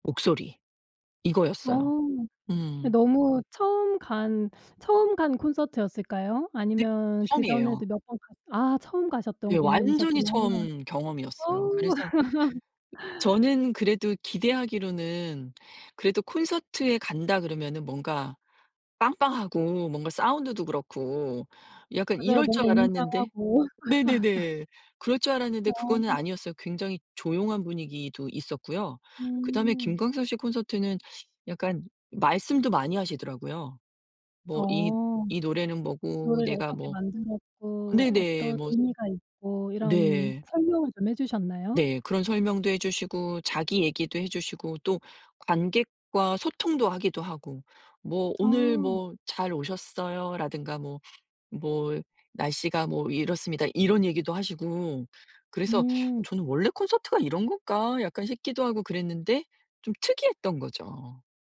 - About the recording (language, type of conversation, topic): Korean, podcast, 가장 기억에 남는 라이브 공연 경험은 어떤 것이었나요?
- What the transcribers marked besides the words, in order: other background noise; tapping; laugh; laughing while speaking: "웅장하고"; laugh